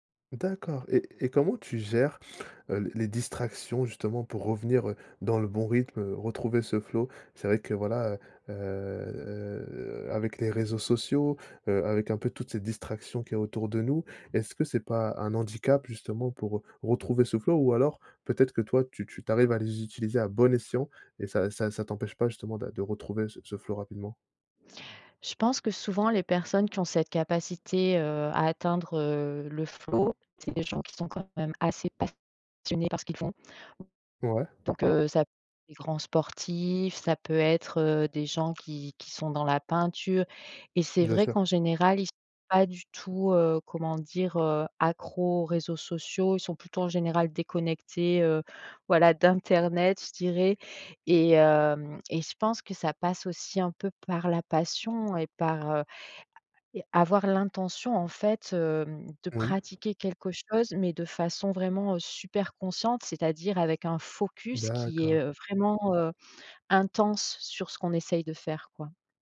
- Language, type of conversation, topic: French, podcast, Quel conseil donnerais-tu pour retrouver rapidement le flow ?
- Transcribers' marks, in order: other background noise